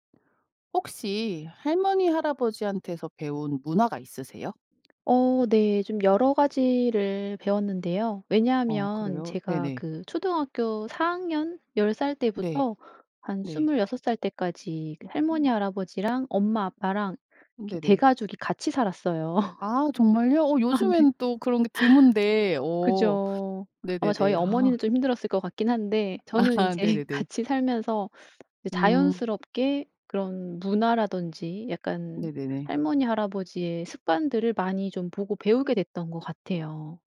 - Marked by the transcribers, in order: tapping; laugh; laughing while speaking: "아 네"; laughing while speaking: "아"; laughing while speaking: "인제 같이"
- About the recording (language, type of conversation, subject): Korean, podcast, 할머니·할아버지에게서 배운 문화가 있나요?